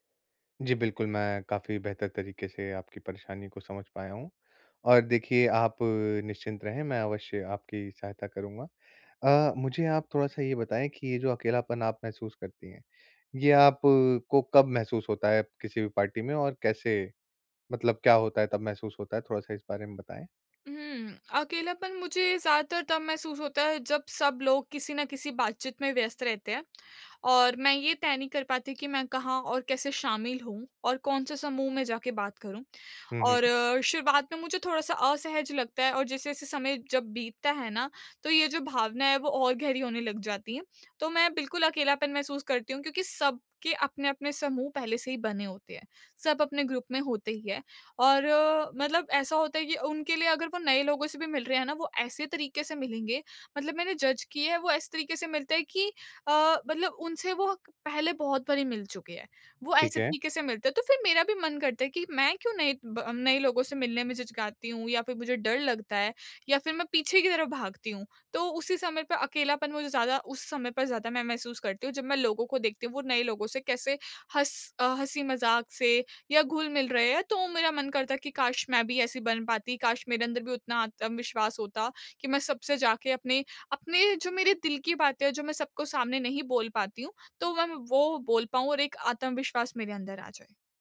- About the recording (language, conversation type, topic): Hindi, advice, पार्टी में मैं अक्सर अकेला/अकेली और अलग-थलग क्यों महसूस करता/करती हूँ?
- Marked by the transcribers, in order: in English: "पार्टी"; in English: "ग्रुप"; in English: "जज़"